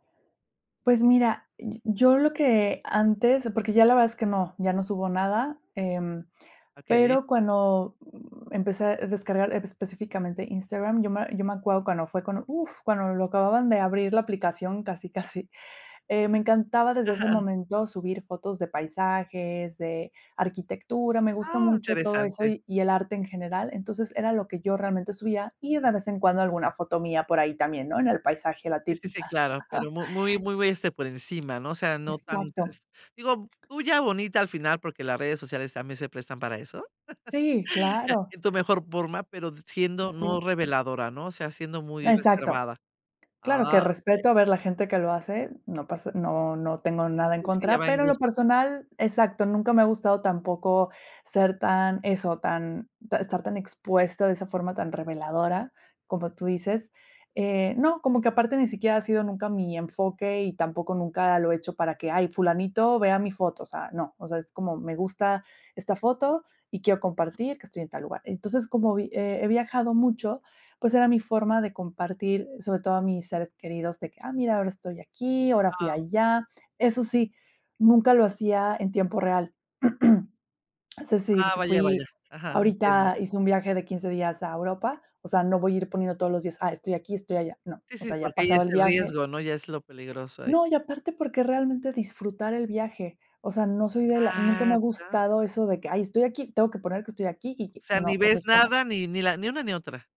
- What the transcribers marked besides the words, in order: chuckle; chuckle; other background noise; throat clearing
- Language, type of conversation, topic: Spanish, podcast, ¿Qué límites estableces entre tu vida personal y tu vida profesional en redes sociales?